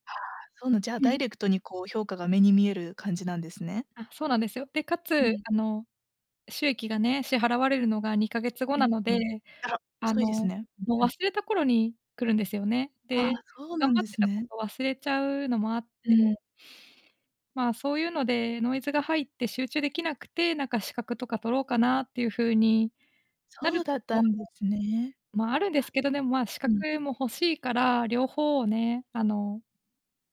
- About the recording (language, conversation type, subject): Japanese, advice, 複数の目標があって優先順位をつけられず、混乱してしまうのはなぜですか？
- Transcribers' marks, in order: none